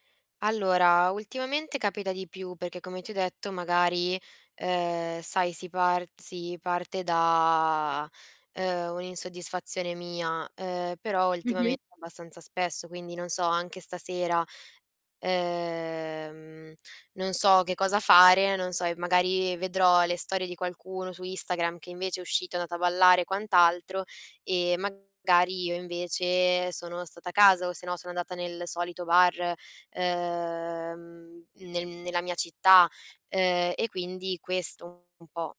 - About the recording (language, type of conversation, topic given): Italian, advice, Come posso gestire il senso di inadeguatezza che provo quando non raggiungo gli stessi traguardi dei miei amici?
- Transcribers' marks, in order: "perché" said as "peché"; drawn out: "da"; distorted speech; drawn out: "uhm"; other background noise; drawn out: "ehm"